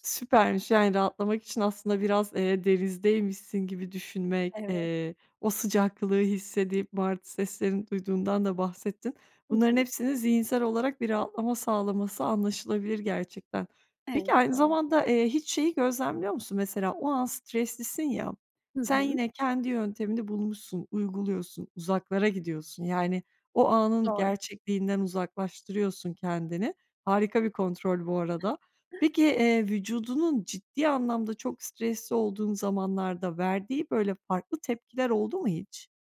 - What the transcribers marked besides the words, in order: other background noise
- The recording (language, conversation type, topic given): Turkish, podcast, İş yerinde stresle başa çıkmanın yolları nelerdir?